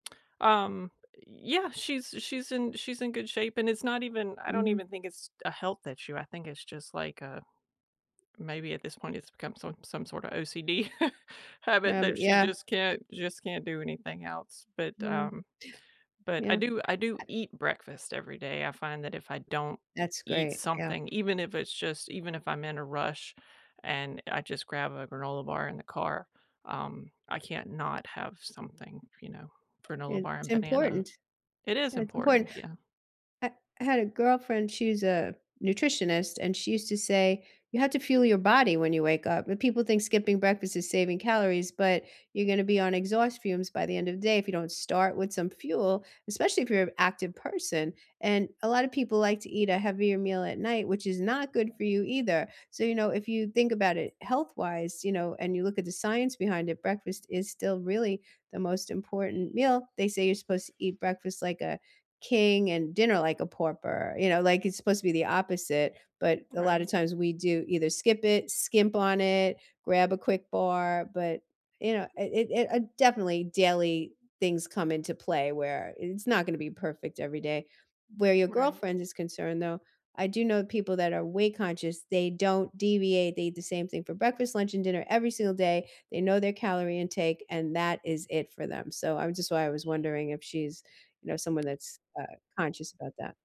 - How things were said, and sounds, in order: chuckle; other background noise; tapping
- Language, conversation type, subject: English, unstructured, What morning habit helps you start your day best?
- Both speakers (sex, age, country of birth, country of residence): female, 50-54, United States, United States; female, 65-69, United States, United States